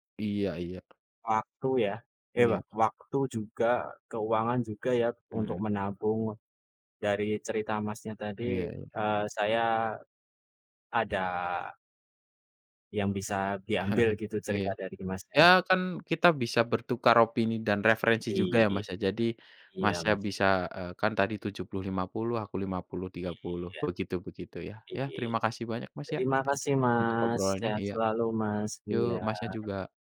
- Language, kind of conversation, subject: Indonesian, unstructured, Apa tantangan terbesar Anda dalam menabung untuk liburan, dan bagaimana Anda mengatasinya?
- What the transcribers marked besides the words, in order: tapping; other background noise; chuckle